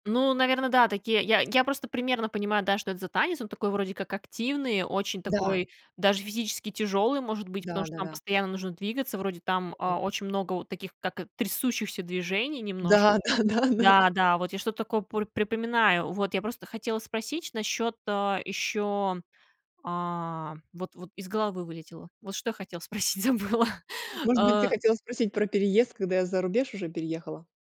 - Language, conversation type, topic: Russian, podcast, Как найти друзей после переезда или начала учёбы?
- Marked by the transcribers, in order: laughing while speaking: "да-да-да"; laughing while speaking: "спросить, забыла"